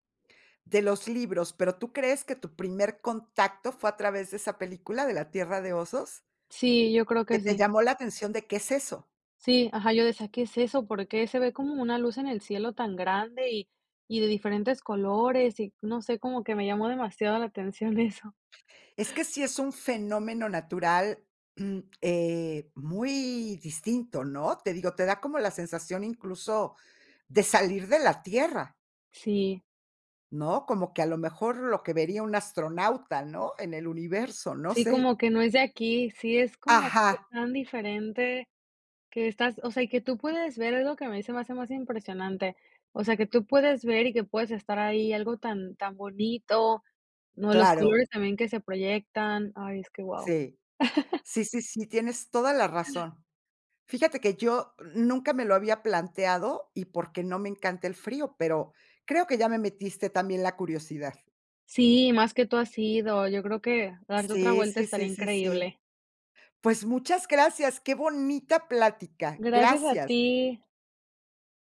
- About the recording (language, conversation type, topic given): Spanish, podcast, ¿Qué lugar natural te gustaría visitar antes de morir?
- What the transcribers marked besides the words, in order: chuckle